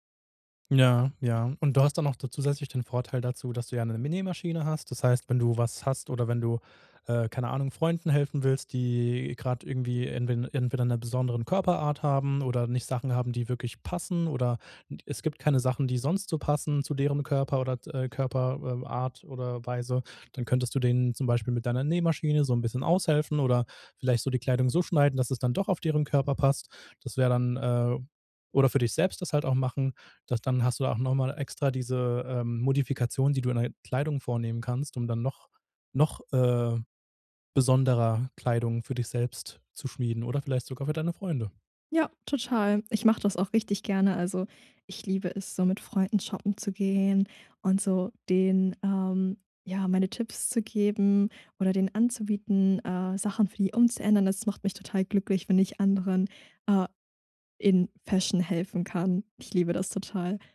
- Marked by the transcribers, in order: other background noise
- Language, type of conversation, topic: German, podcast, Was war dein peinlichster Modefehltritt, und was hast du daraus gelernt?